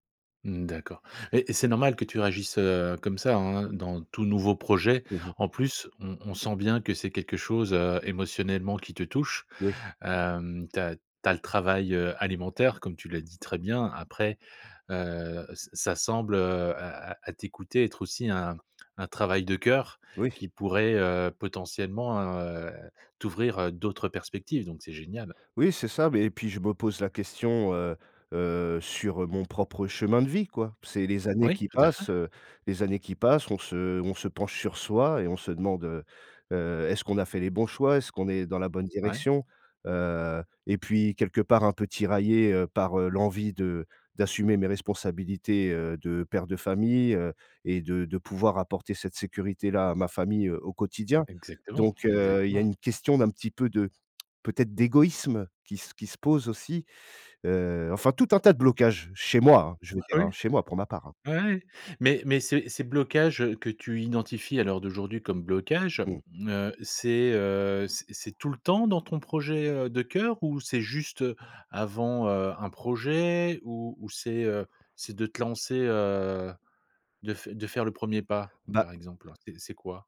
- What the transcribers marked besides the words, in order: other background noise; stressed: "chez moi"
- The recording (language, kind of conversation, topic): French, advice, Comment le stress et l’anxiété t’empêchent-ils de te concentrer sur un travail important ?